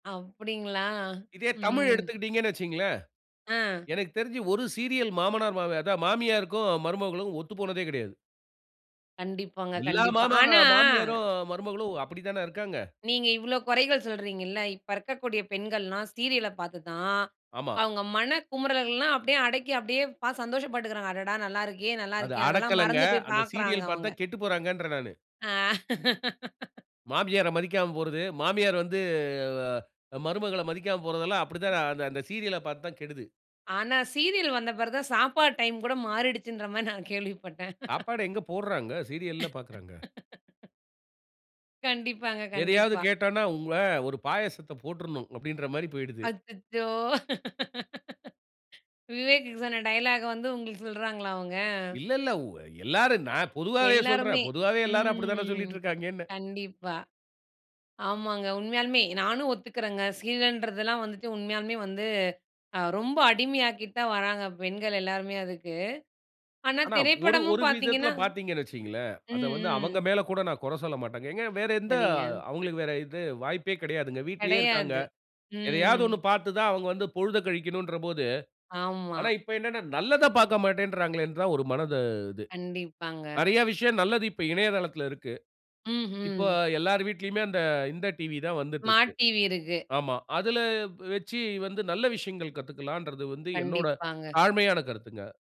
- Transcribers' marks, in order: laugh; other noise; laughing while speaking: "ஆனா சீரியல் வந்த பிறகு தான் சாப்பாடு டைம் கூட மாறிடுச்சுன்ற மாரி நா கேள்விப்பட்டேன்"; laugh; put-on voice: "ஒரு பாயாசத்த போட்டுருணும்"; laugh; laughing while speaking: "விவேக் சொன்ன டயலாக்க வந்து உங்களுக்கு சொல்றாங்களா அவங்க?"; drawn out: "ம்"; other background noise; in English: "ஸ்மார்ட் டிவி"
- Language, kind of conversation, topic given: Tamil, podcast, ஒரு திரைப்படம் உங்களை சிந்திக்க வைத்ததா?